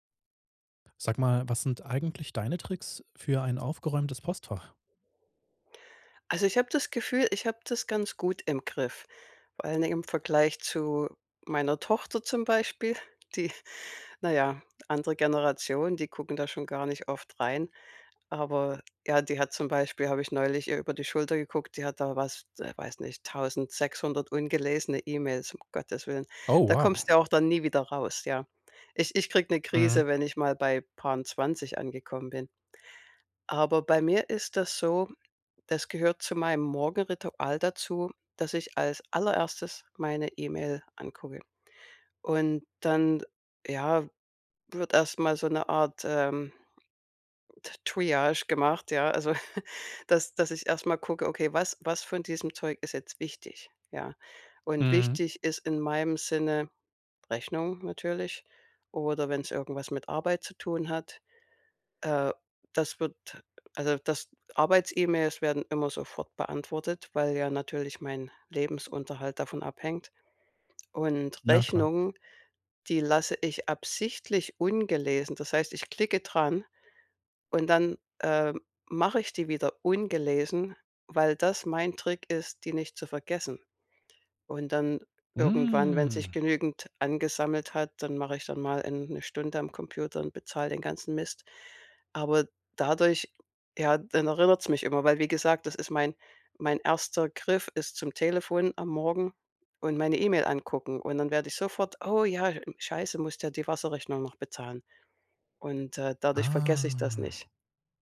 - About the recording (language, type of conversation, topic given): German, podcast, Wie hältst du dein E-Mail-Postfach dauerhaft aufgeräumt?
- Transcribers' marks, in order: laughing while speaking: "die"; chuckle; stressed: "absichtlich"; drawn out: "Mhm"; drawn out: "Ah"